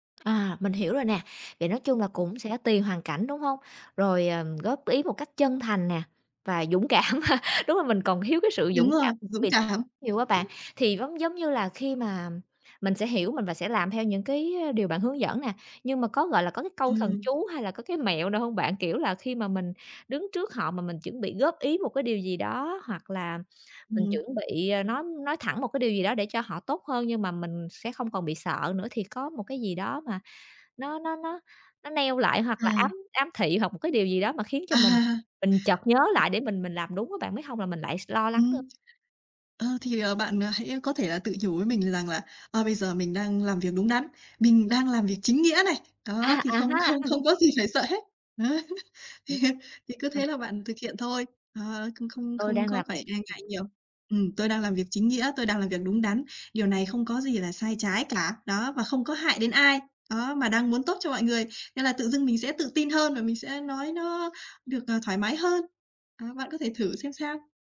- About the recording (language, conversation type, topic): Vietnamese, advice, Bạn cảm thấy ngại bộc lộ cảm xúc trước đồng nghiệp hoặc bạn bè không?
- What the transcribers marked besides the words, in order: tapping; other background noise; laughing while speaking: "cảm ha"; unintelligible speech; chuckle; laughing while speaking: "À!"; chuckle; laughing while speaking: "Đấy. Thì"; unintelligible speech